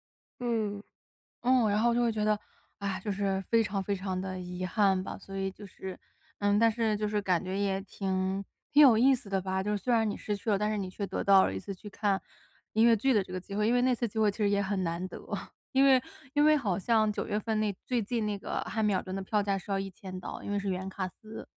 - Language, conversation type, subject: Chinese, podcast, 有没有过一次错过反而带来好运的经历？
- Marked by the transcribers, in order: chuckle; other background noise